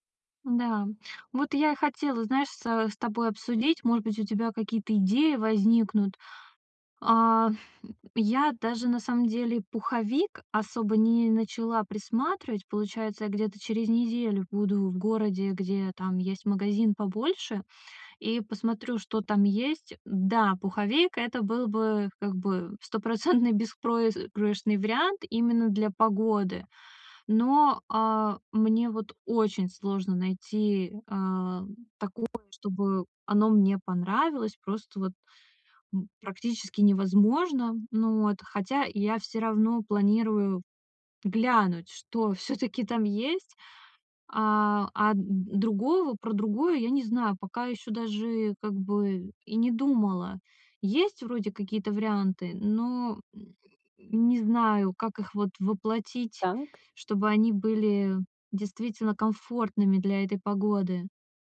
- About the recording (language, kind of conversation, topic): Russian, advice, Как найти одежду, которая будет одновременно удобной и стильной?
- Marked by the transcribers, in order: grunt; "беспроигрышный" said as "беспроизгрышный"; laughing while speaking: "всё-таки"